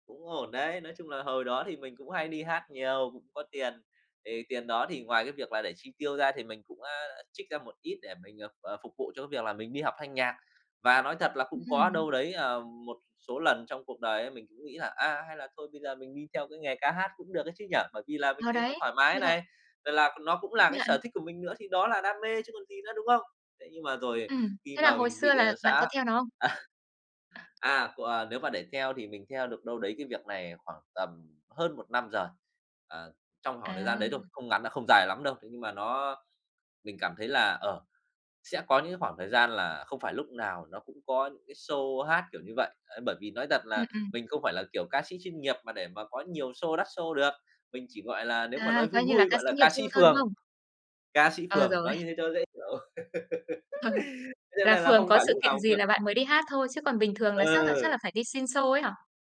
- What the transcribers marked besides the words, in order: other background noise; tapping; other noise; laughing while speaking: "à"; laughing while speaking: "Ờ"; laugh; unintelligible speech
- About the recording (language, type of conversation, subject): Vietnamese, podcast, Bạn theo đuổi đam mê hay sự ổn định hơn?